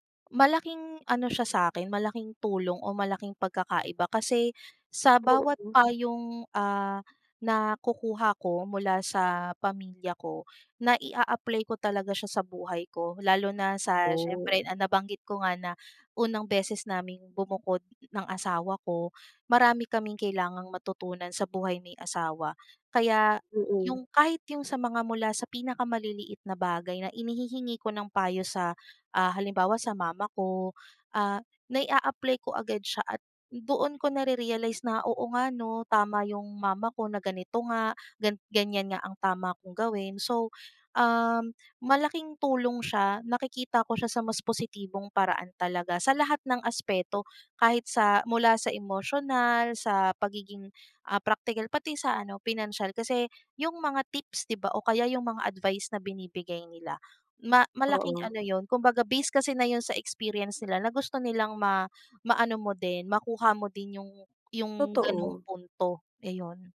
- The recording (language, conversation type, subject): Filipino, podcast, Ano ang papel ng pamilya o mga kaibigan sa iyong kalusugan at kabutihang-pangkalahatan?
- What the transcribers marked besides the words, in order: tapping; other background noise